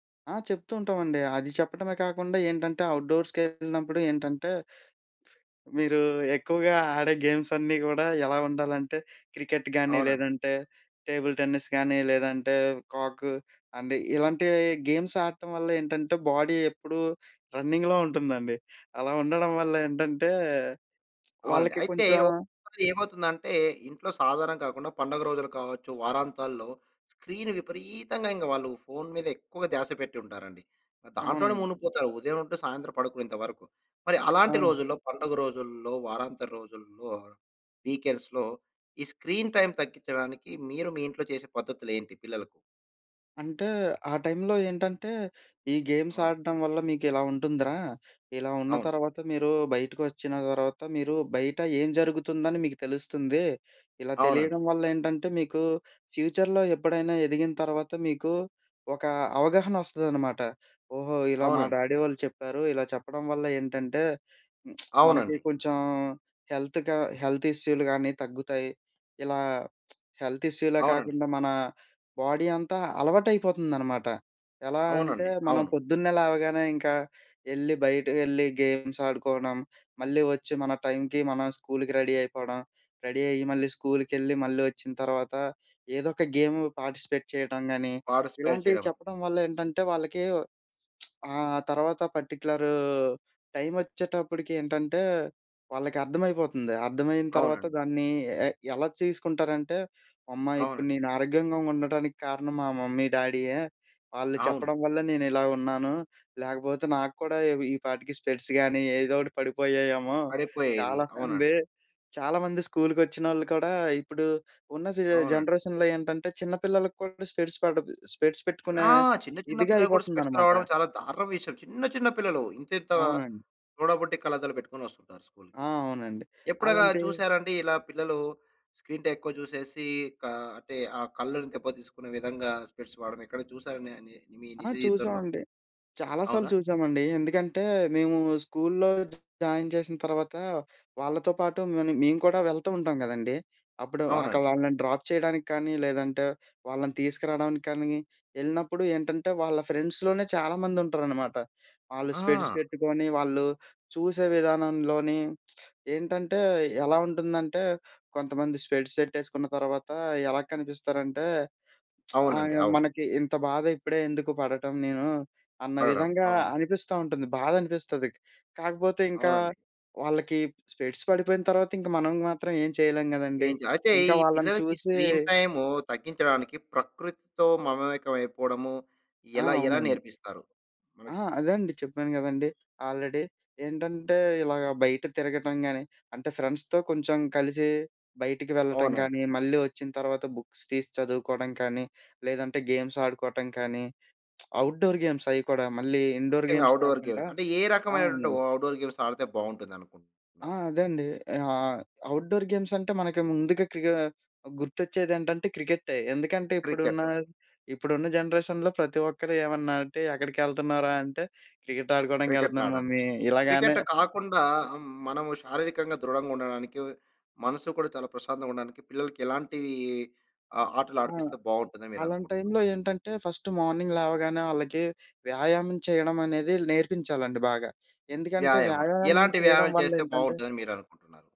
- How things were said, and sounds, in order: other noise; in English: "గేమ్స్"; in English: "టేబుల్ టెన్నిస్"; in English: "గేమ్స్"; in English: "బాడీ"; in English: "రన్నింగ్‌లో"; tsk; in English: "స్క్రీన్"; in English: "వీకెండ్స్‌లో"; in English: "స్క్రీన్ టైమ్"; in English: "గేమ్స్"; in English: "ఫ్యూచర్‌లో"; in English: "డాడీ"; lip smack; in English: "హెల్త్"; lip smack; in English: "హెల్త్"; in English: "బాడీ"; in English: "గేమ్స్"; in English: "రెడీ"; in English: "రెడీ"; in English: "పార్టిసిపేట్"; in English: "పార్టిసిపేట్"; lip smack; in English: "పర్టిక్యులర్ టైమ్"; in English: "స్పెక్స్"; giggle; in English: "జనరేషన్‌లో"; in English: "స్పెక్స్"; in English: "స్పెక్స్"; in English: "స్పెక్స్"; stressed: "చిన్న"; in English: "స్క్రీన్‌టైమ్"; in English: "స్పెక్స్"; unintelligible speech; in English: "జాయిన్"; in English: "డ్రాప్"; in English: "ఫ్రెండ్స్‌లోనే"; in English: "స్పెక్స్"; lip smack; in English: "స్పెక్స్"; lip smack; tapping; in English: "స్పెక్స్"; in English: "ఆల్రెడీ"; in English: "ఫ్రెండ్స్‌తో"; in English: "బుక్స్"; in English: "గేమ్స్"; lip smack; in English: "అవుట్‌డోర్ గేమ్స్"; in English: "ఇండోర్ గేమ్స్"; in English: "అవుట్‌డోర్ గేమ్"; in English: "అవుట్‌డోర్ గేమ్స్"; in English: "అవుట్‌డోర్ గేమ్స్"; in English: "జనరేషన్‌లో"; other background noise; in English: "ఫస్ట్ మార్నింగ్"
- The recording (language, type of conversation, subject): Telugu, podcast, పిల్లల స్క్రీన్ టైమ్‌ను ఎలా పరిమితం చేస్తారు?